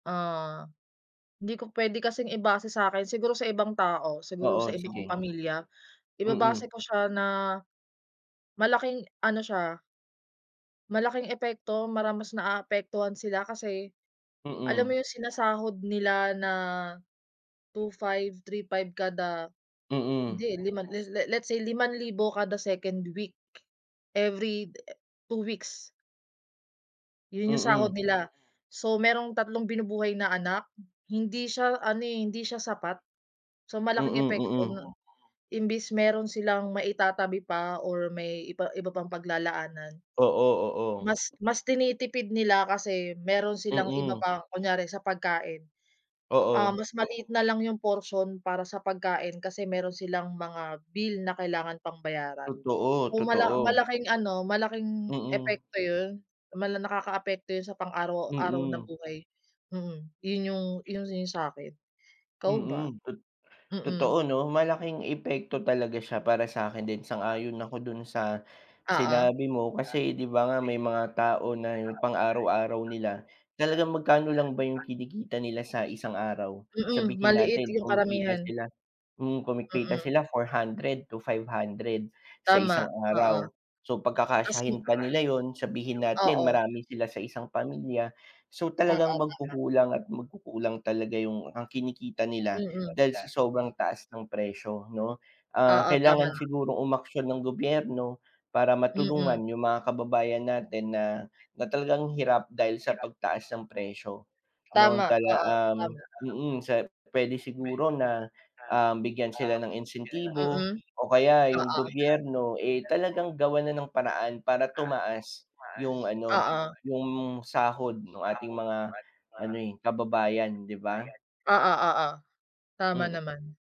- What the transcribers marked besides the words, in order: tapping; background speech
- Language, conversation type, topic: Filipino, unstructured, Ano ang opinyon mo tungkol sa pagtaas ng presyo ng mga bilihin?